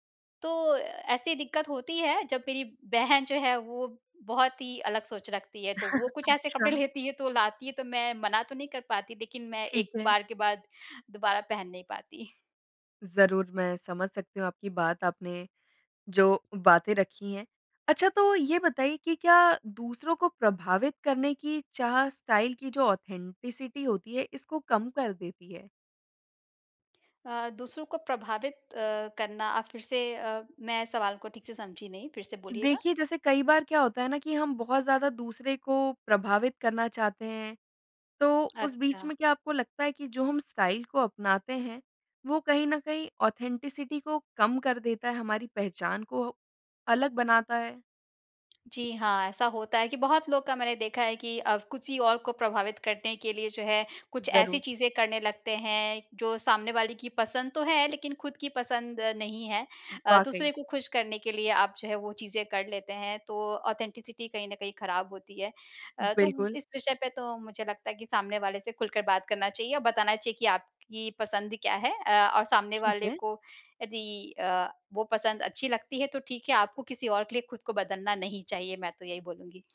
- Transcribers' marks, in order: chuckle; in English: "स्टाइल"; in English: "ऑथेंटिसिटी"; in English: "स्टाइल"; in English: "ऑथेंटिसिटी"; in English: "ऑथेंटिसिटी"
- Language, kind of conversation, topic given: Hindi, podcast, आपके लिए ‘असली’ शैली का क्या अर्थ है?